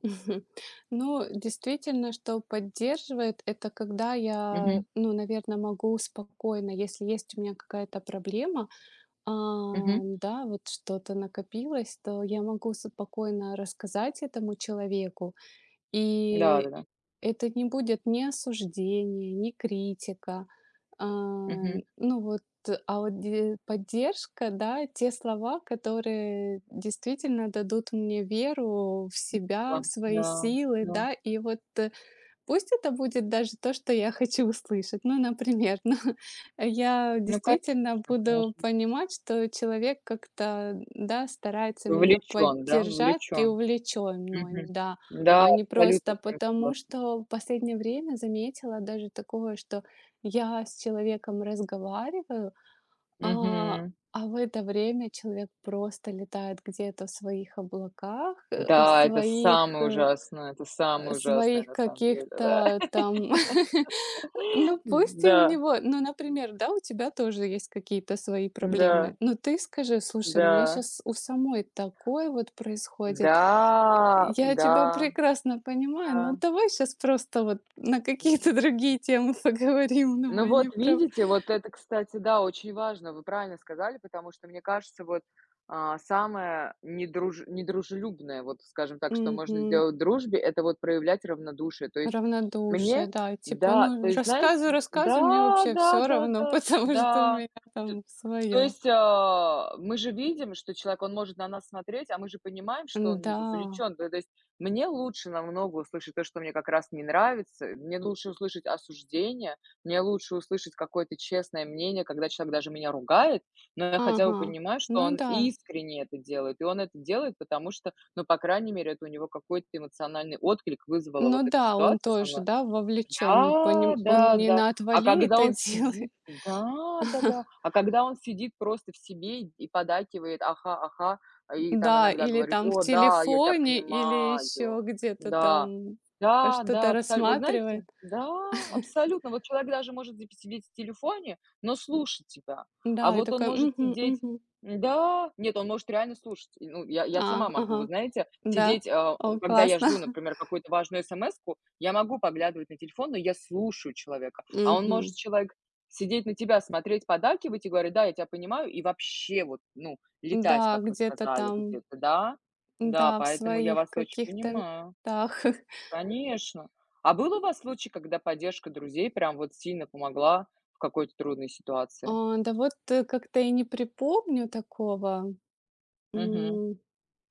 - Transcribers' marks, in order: chuckle; tapping; unintelligible speech; laughing while speaking: "например, ну"; stressed: "самое"; laugh; laugh; other background noise; laughing while speaking: "какие-то другие темы поговорим"; laughing while speaking: "потому что"; stressed: "искренне"; laughing while speaking: "делает"; chuckle; chuckle; chuckle; stressed: "слушаю"; stressed: "вообще, вот"; chuckle
- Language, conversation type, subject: Russian, unstructured, Почему для тебя важна поддержка друзей?